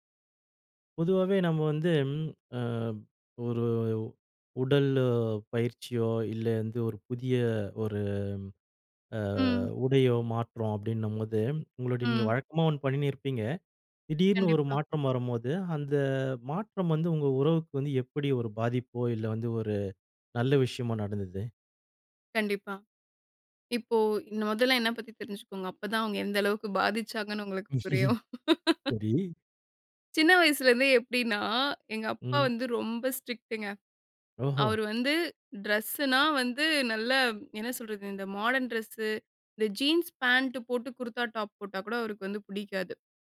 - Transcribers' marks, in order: laugh
- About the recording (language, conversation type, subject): Tamil, podcast, புதிய தோற்றம் உங்கள் உறவுகளுக்கு எப்படி பாதிப்பு கொடுத்தது?